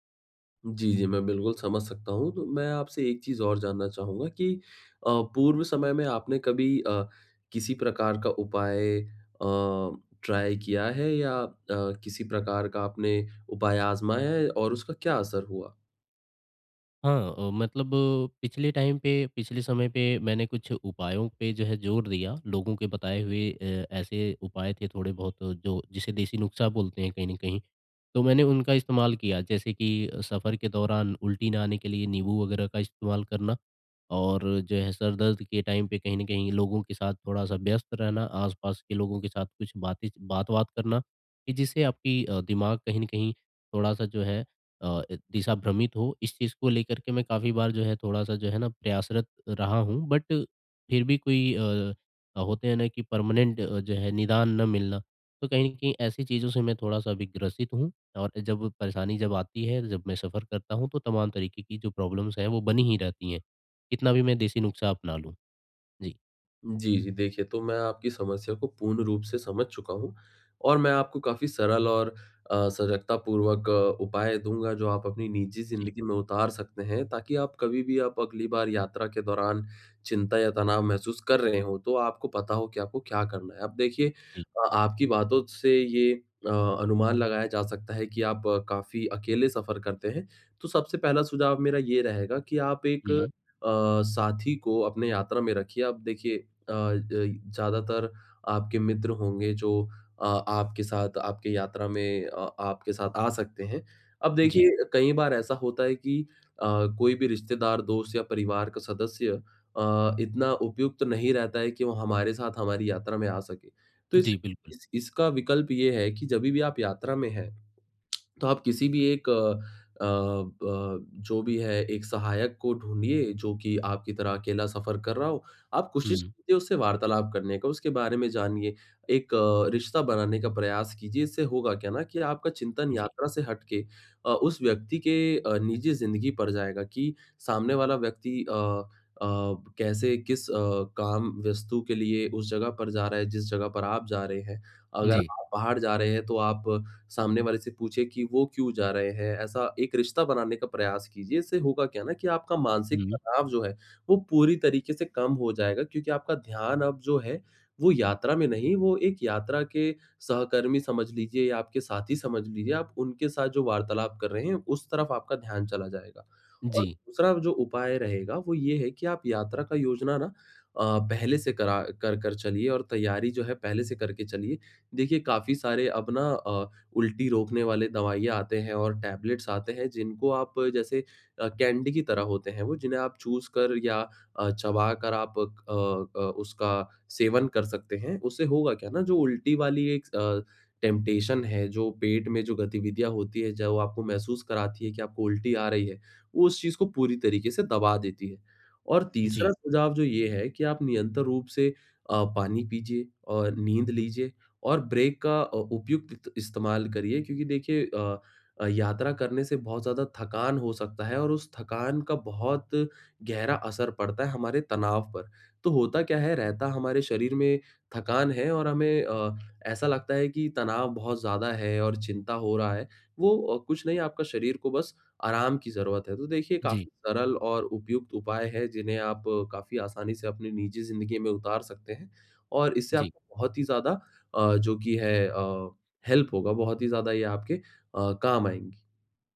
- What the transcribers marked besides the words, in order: in English: "ट्राई"; in English: "टाइम"; "नुस्ख़ा" said as "नुख़्सा"; in English: "टाइम"; in English: "बट"; in English: "परमानेंट"; in English: "प्रॉब्लम्स"; "नुस्ख़ा" said as "नुख़्सा"; other background noise; in English: "टेबलेट्स"; in English: "कैंडी"; in English: "टेम्पटेशन"; "निरंतर" said as "नियंतर"; in English: "ब्रेक"; in English: "हेल्प"
- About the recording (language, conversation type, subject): Hindi, advice, यात्रा के दौरान तनाव और चिंता को कम करने के लिए मैं क्या करूँ?